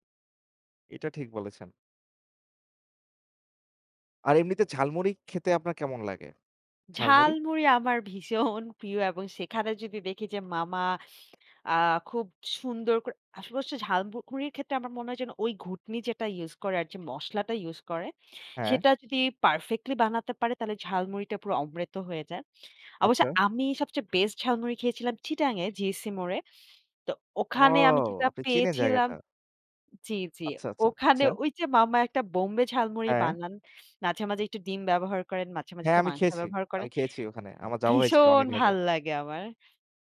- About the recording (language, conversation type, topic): Bengali, unstructured, আপনার কাছে সেরা রাস্তার খাবার কোনটি, এবং কেন?
- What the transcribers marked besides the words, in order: tapping; laughing while speaking: "ভীষণ প্রিয়"; "ঝালমুড়ির" said as "ঝালমুকুড়ির"; "চিনেন" said as "চিনে"; other background noise; "হয়েছিল" said as "হয়েছেগে"